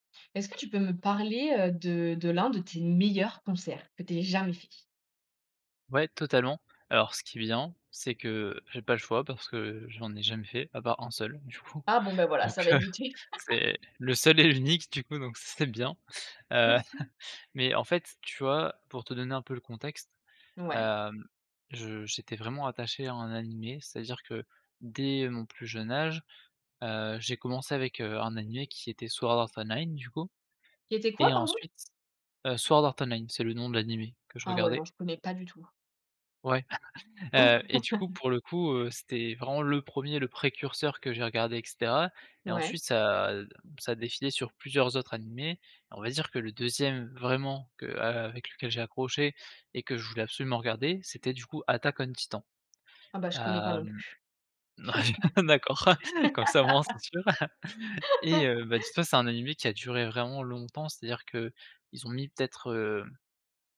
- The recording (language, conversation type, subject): French, podcast, Parle-moi de l’un de tes meilleurs concerts ?
- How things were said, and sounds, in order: laughing while speaking: "donc heu, c'est le seul et l'unique"; laugh; chuckle; chuckle; laughing while speaking: "Ouais"; laugh; laugh; laughing while speaking: "d'accord"; chuckle; laugh